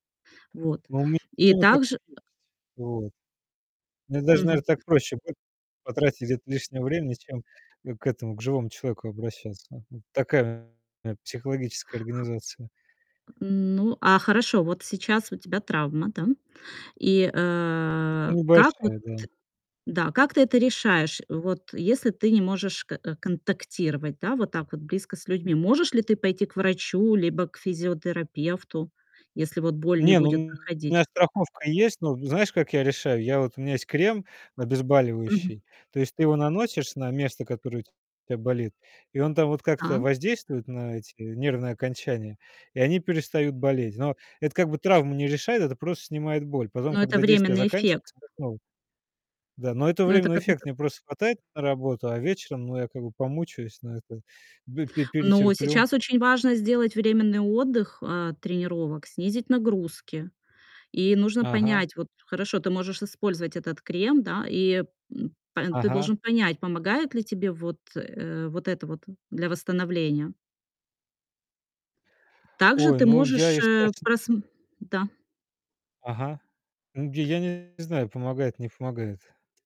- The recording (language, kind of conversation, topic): Russian, advice, Что делать, если после упражнений болят суставы или спина?
- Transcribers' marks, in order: tapping; distorted speech; other background noise